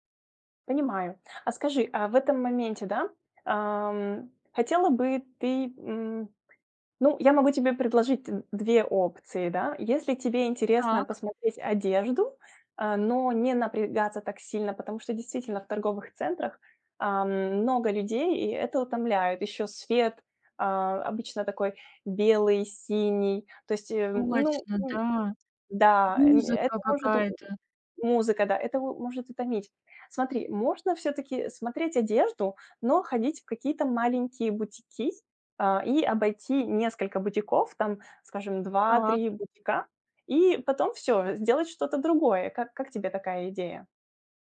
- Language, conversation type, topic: Russian, advice, Какие простые приятные занятия помогают отдохнуть без цели?
- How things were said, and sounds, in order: none